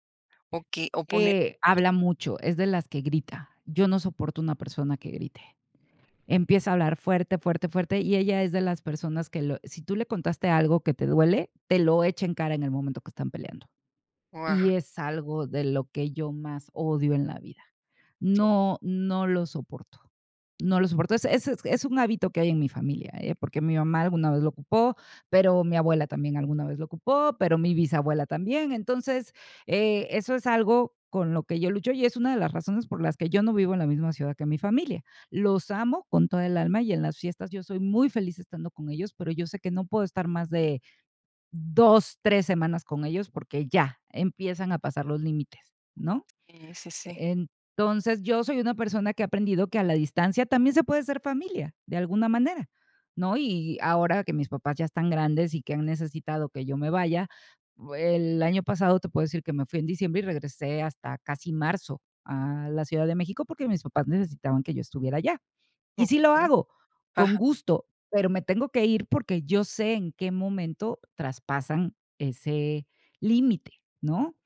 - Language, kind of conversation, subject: Spanish, advice, ¿Cómo puedo establecer límites emocionales con mi familia o mi pareja?
- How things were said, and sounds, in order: tapping; other background noise